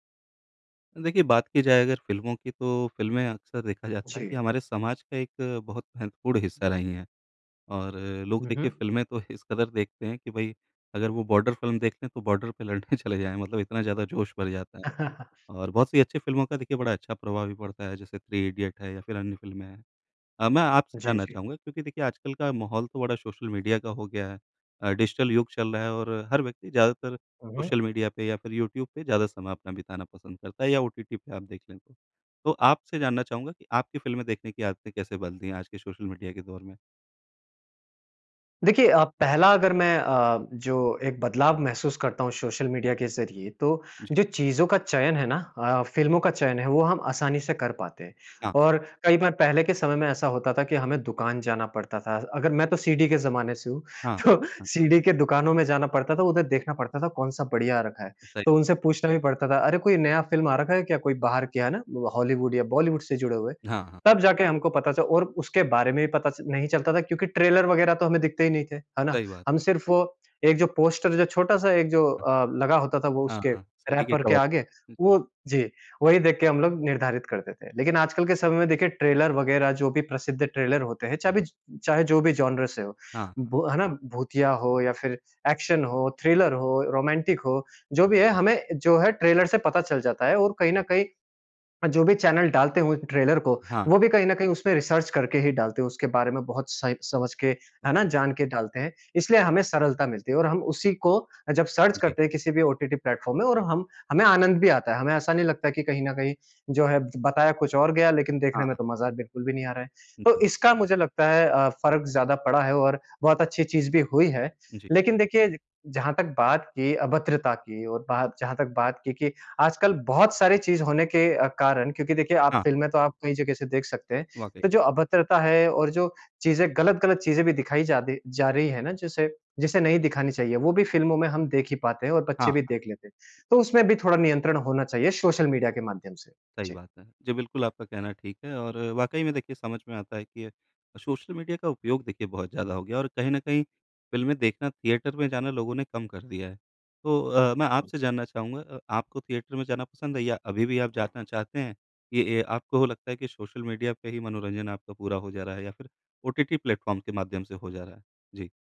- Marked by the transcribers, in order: laughing while speaking: "जाता"; laughing while speaking: "लड़ने चले"; chuckle; in English: "डिजिटल"; laughing while speaking: "तो"; chuckle; tapping; other background noise; in English: "ट्रेलर"; chuckle; in English: "रैपर"; in English: "कवर"; other noise; in English: "ट्रेलर"; in English: "ट्रेलर"; in English: "जॉनर"; in English: "एक्शन"; in English: "थ्रिलर"; in English: "ट्रेलर"; in English: "ट्रेलर"; in English: "रिसर्च"; in English: "सर्च"; in English: "प्लेटफ़ॉर्म"; in English: "थिएटर"; in English: "थिएटर"; in English: "प्लेटफ़ॉर्म"
- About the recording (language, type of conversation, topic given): Hindi, podcast, सोशल मीडिया ने फिल्में देखने की आदतें कैसे बदलीं?